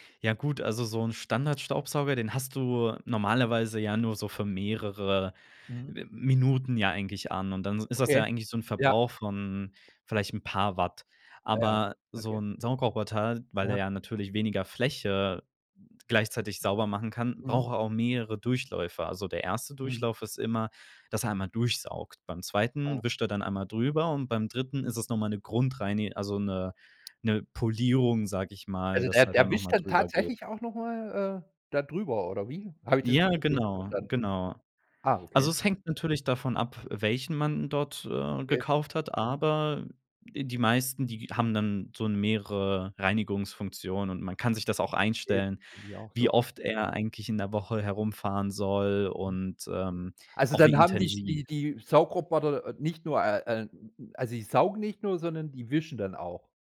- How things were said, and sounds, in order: tapping; other background noise
- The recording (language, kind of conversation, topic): German, podcast, Was hältst du von Smart-Home-Geräten bei dir zu Hause?